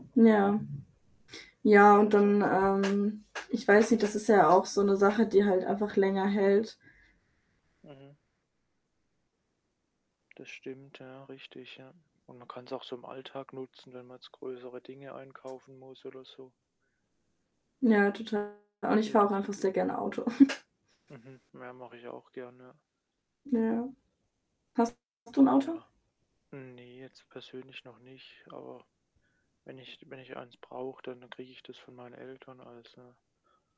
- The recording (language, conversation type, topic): German, unstructured, Was machst du, wenn du extra Geld bekommst?
- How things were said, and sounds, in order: other background noise; static; distorted speech; giggle